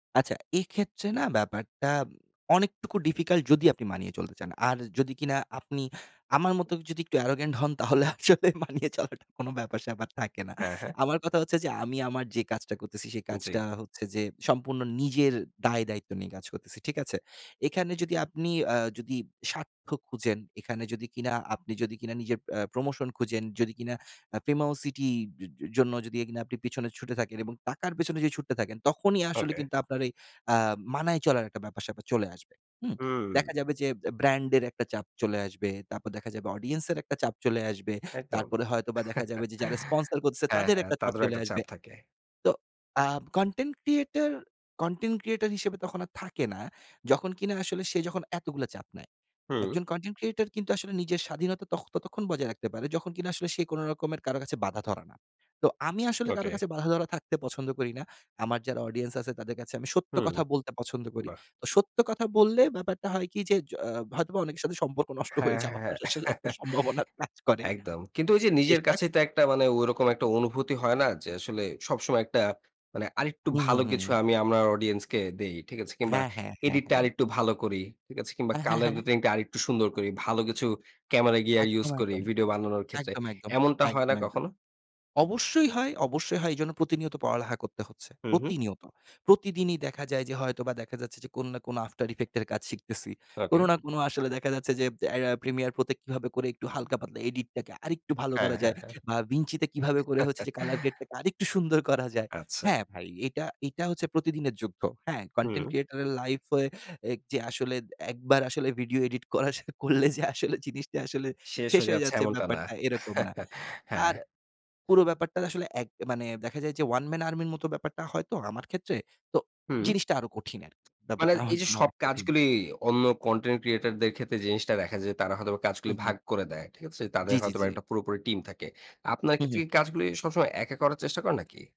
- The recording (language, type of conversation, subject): Bengali, podcast, কনটেন্ট তৈরি করার সময় মানসিক চাপ কীভাবে সামলান?
- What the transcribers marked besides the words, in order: laugh; laughing while speaking: "সাথে সম্পর্ক নষ্ট হয়ে যাওয়ার আসলে একটা সম্ভাবনা কাজ করে"; laugh; unintelligible speech; chuckle; laugh; other background noise